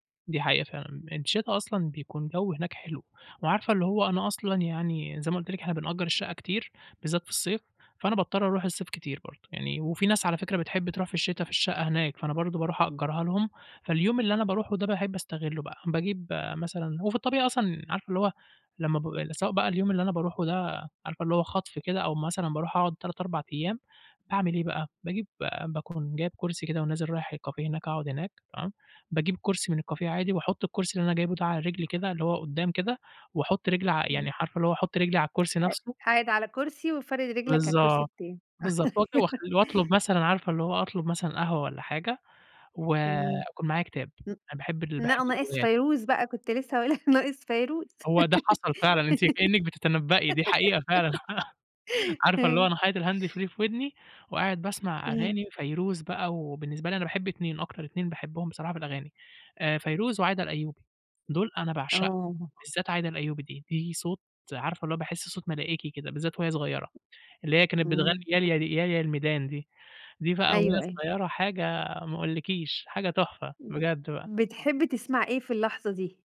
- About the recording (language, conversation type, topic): Arabic, podcast, إيه المكان الطبيعي اللي بتحب تقضي فيه وقتك؟
- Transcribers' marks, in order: in English: "الكافيه"; in English: "الكافيه"; unintelligible speech; laugh; laugh; in English: "الهاند فري"; tapping